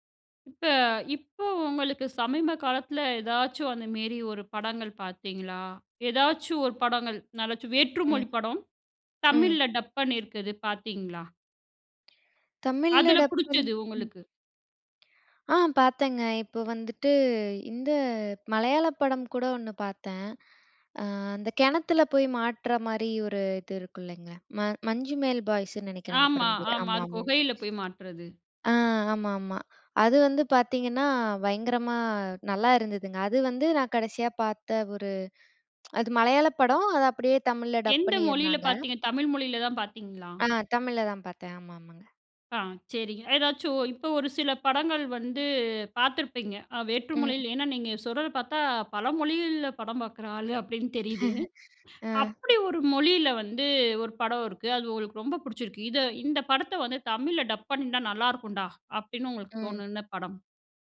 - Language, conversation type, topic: Tamil, podcast, சப்டைட்டில்கள் அல்லது டப்பிங் காரணமாக நீங்கள் வேறு மொழிப் படங்களை கண்டுபிடித்து ரசித்திருந்தீர்களா?
- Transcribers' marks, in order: unintelligible speech; inhale; other background noise; tsk; laughing while speaking: "அப்பிடின்னு தெரியுது"; chuckle